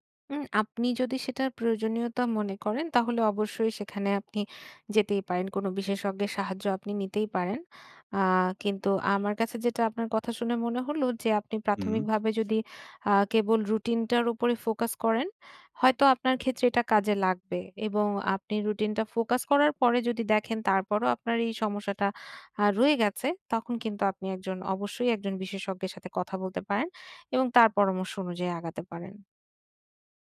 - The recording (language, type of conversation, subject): Bengali, advice, সপ্তাহান্তে ভ্রমণ বা ব্যস্ততা থাকলেও টেকসইভাবে নিজের যত্নের রুটিন কীভাবে বজায় রাখা যায়?
- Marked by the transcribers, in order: none